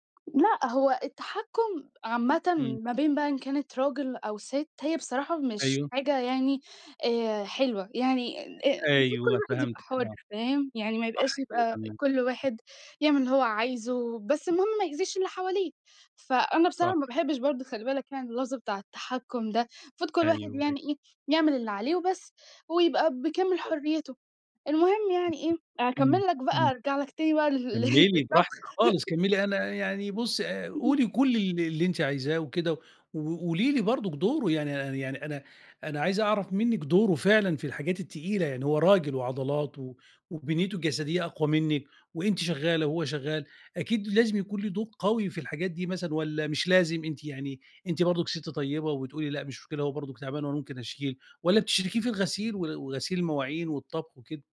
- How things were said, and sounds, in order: tapping; unintelligible speech; laughing while speaking: "ل للطبخ"; unintelligible speech
- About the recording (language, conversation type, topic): Arabic, podcast, إزاي بتقسموا شغل البيت بينكم؟